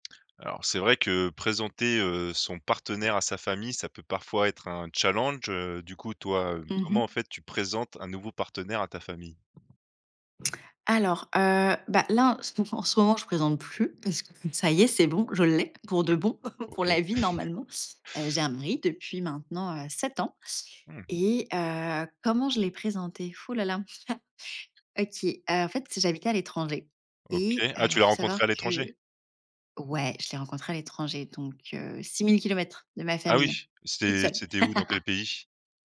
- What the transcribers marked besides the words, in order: tapping; laugh; laugh; laugh
- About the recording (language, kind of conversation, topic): French, podcast, Comment présenter un nouveau partenaire à ta famille ?